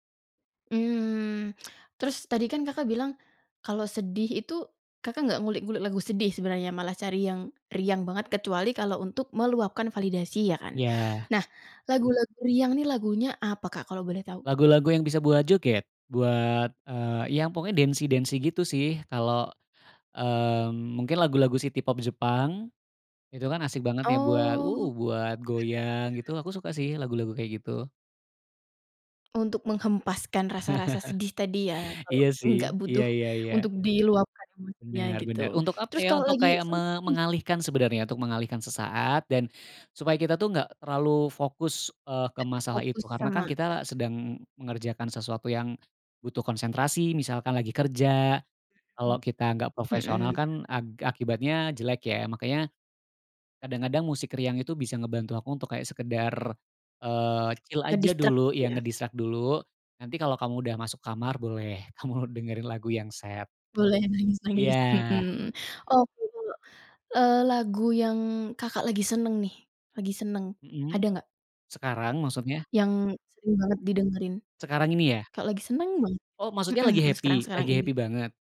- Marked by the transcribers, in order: in English: "dancy-dancy"; in English: "city pop"; tapping; laugh; in English: "chill"; in English: "Nge-distract"; in English: "nge-distract"; in English: "sad"; in English: "happy?"; in English: "happy"
- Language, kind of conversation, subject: Indonesian, podcast, Bagaimana musik membantu kamu melewati masa sulit?